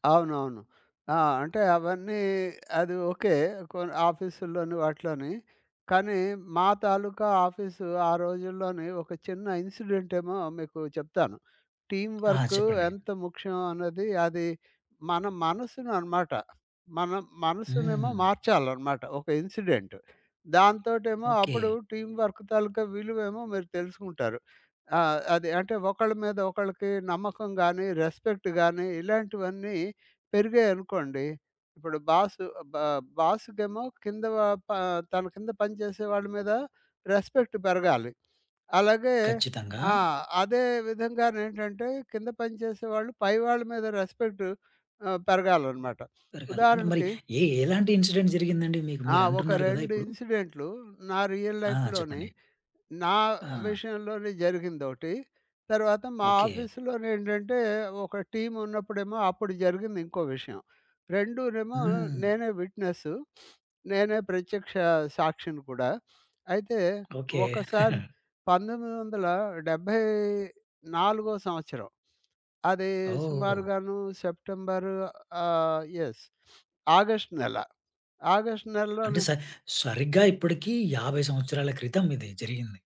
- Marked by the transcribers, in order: in English: "టీమ్"; other background noise; in English: "ఇన్సిడెంట్"; in English: "టీమ్ వర్క్"; in English: "రెస్పెక్ట్"; in English: "రెస్పెక్ట్"; in English: "రెస్పెక్ట్"; in English: "ఇన్సిడెంట్"; in English: "రియల్ లైఫ్‌లోని"; in English: "టీమ్"; sniff; chuckle; in English: "యెస్"
- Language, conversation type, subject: Telugu, podcast, కలిసి పని చేయడం నీ దృష్టిని ఎలా మార్చింది?